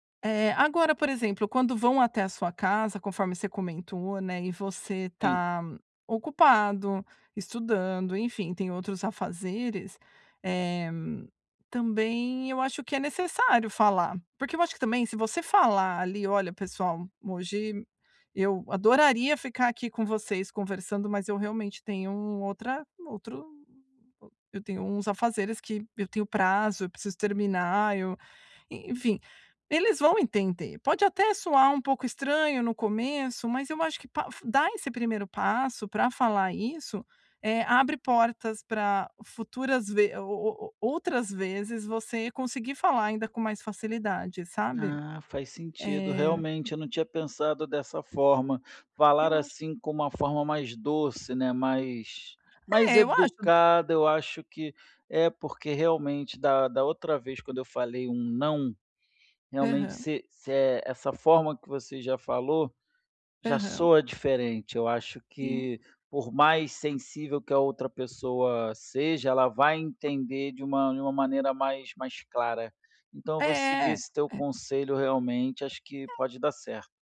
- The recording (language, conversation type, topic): Portuguese, advice, Como posso manter minha saúde mental e estabelecer limites durante festas e celebrações?
- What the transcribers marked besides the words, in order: other background noise